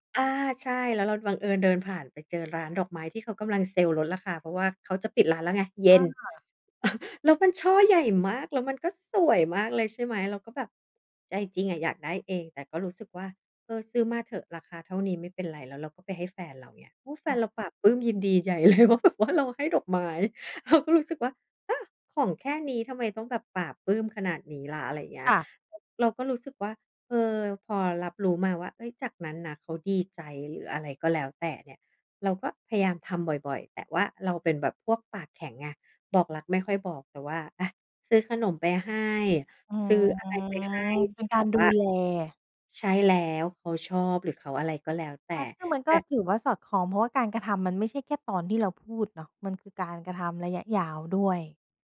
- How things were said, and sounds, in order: stressed: "เย็น"; chuckle; stressed: "มาก"; stressed: "สวยมาก"; laughing while speaking: "เลย ว่าแบบว่า เราให้ดอกไม้"; drawn out: "อืม"
- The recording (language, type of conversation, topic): Thai, podcast, คำพูดที่สอดคล้องกับการกระทำสำคัญแค่ไหนสำหรับคุณ?